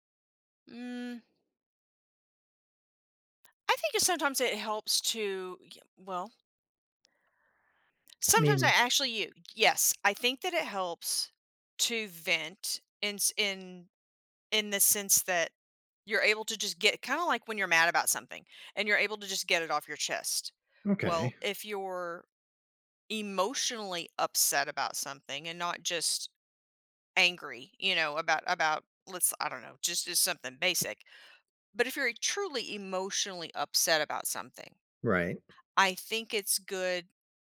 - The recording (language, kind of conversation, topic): English, unstructured, Does talking about feelings help mental health?
- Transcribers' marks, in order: none